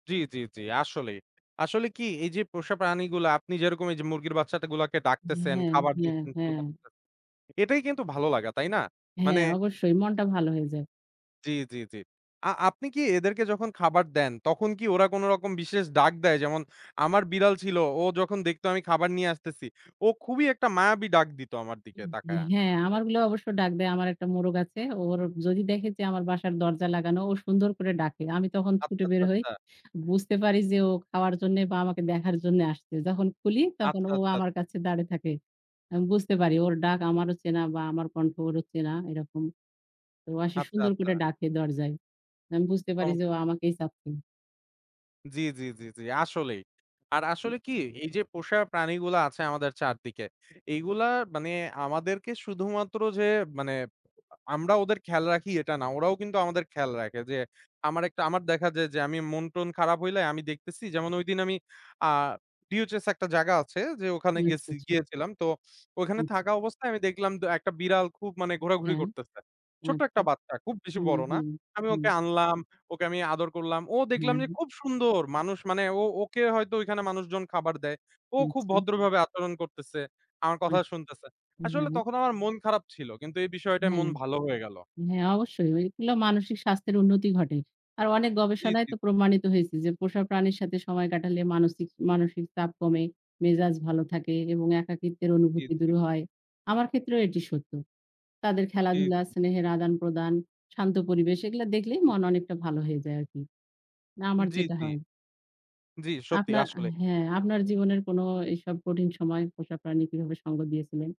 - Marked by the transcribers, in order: unintelligible speech; other background noise; tapping
- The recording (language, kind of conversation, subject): Bengali, unstructured, পোষা প্রাণীর সঙ্গে সময় কাটালে আপনার মন কীভাবে ভালো থাকে?